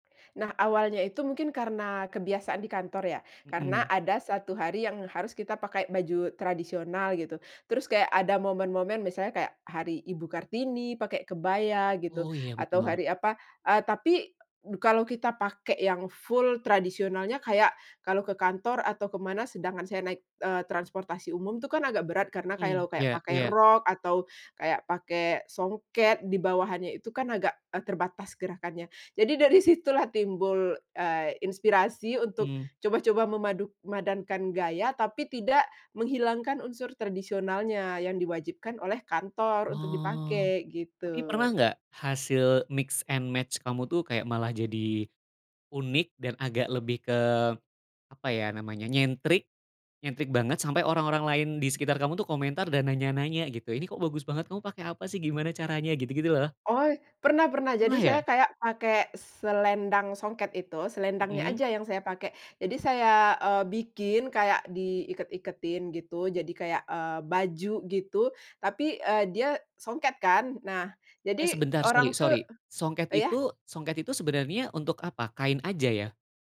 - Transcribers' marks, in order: tapping; in English: "full"; "memadupadankan" said as "mamaduk madankan"; in English: "mix and match"
- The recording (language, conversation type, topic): Indonesian, podcast, Bagaimana pengalamanmu memadukan busana tradisional dengan gaya modern?